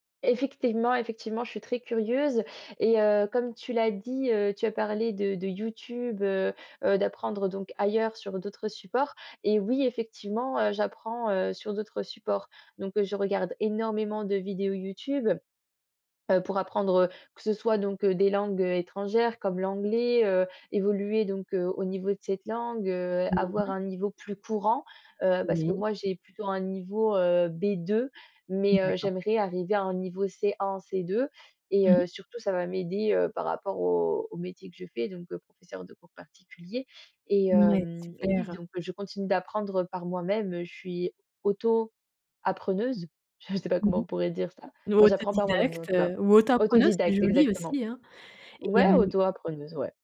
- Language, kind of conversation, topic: French, podcast, Peux-tu me parler d’une expérience d’apprentissage qui t’a marqué(e) ?
- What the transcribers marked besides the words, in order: stressed: "B2"